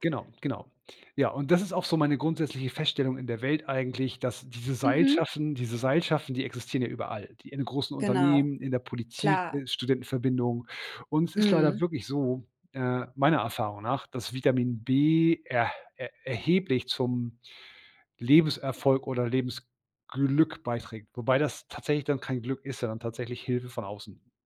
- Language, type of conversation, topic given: German, podcast, Glaubst du, dass Glück zum Erfolg dazugehört?
- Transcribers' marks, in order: none